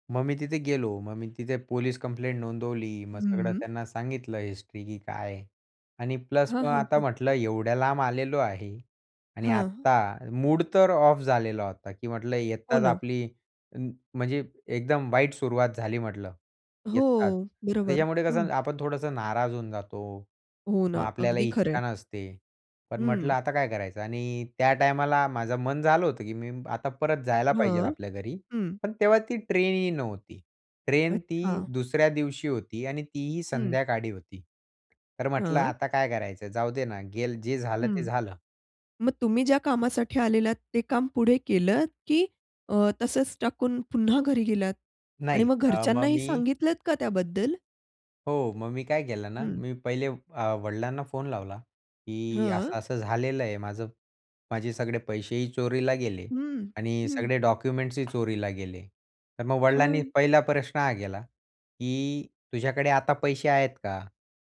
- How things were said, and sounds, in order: other background noise; in English: "ऑफ"; "येताच" said as "येत्ताच"; unintelligible speech; "येताच" said as "येत्ताच"; tapping
- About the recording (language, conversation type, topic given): Marathi, podcast, तुमच्या प्रवासात कधी तुमचं सामान हरवलं आहे का?